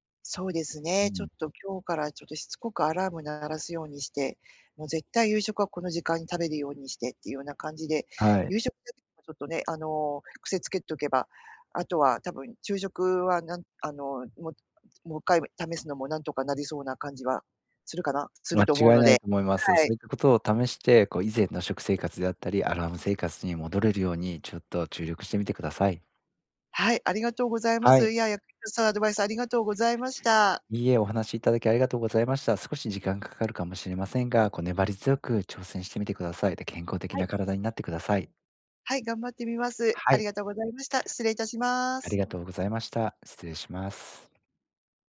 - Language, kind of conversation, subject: Japanese, advice, 食事の時間が不規則で体調を崩している
- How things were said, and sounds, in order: unintelligible speech